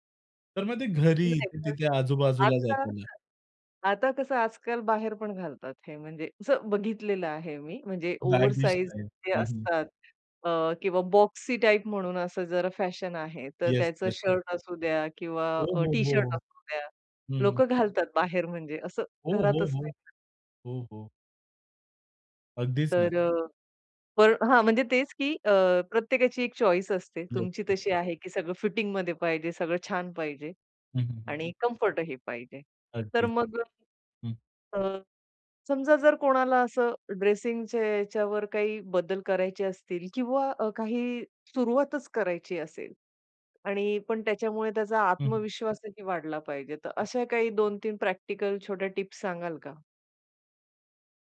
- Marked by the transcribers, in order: tapping; unintelligible speech; other background noise; in English: "बॅगी स्टाईल"; background speech; other noise; unintelligible speech; in English: "चॉईस"
- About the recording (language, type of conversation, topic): Marathi, podcast, तुमच्या कपड्यांच्या निवडीचा तुमच्या मनःस्थितीवर कसा परिणाम होतो?